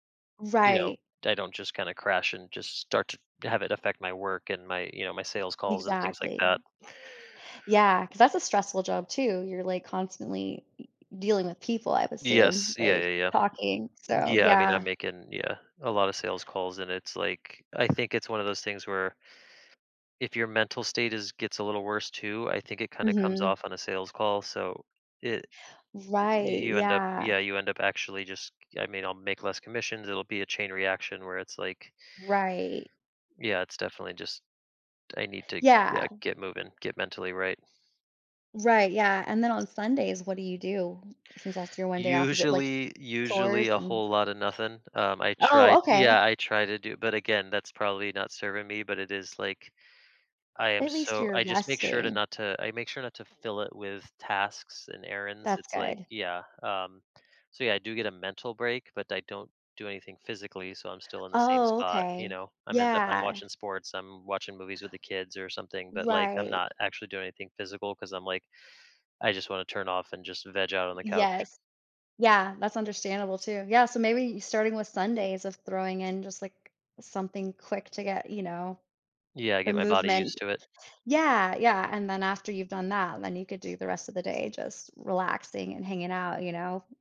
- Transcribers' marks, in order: tapping; other background noise
- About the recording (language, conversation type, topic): English, advice, How can I break my daily routine?
- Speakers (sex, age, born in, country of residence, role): female, 40-44, United States, United States, advisor; male, 35-39, United States, United States, user